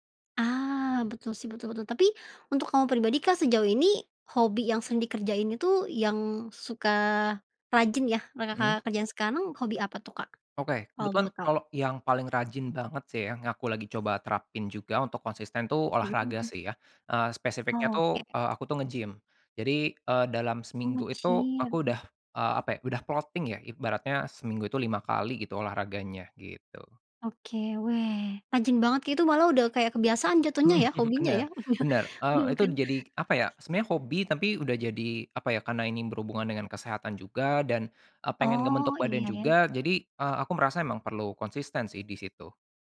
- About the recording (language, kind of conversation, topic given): Indonesian, podcast, Bagaimana kamu membagi waktu antara pekerjaan dan hobi?
- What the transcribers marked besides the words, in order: in English: "plotting"; laughing while speaking: "Oh iya"; other background noise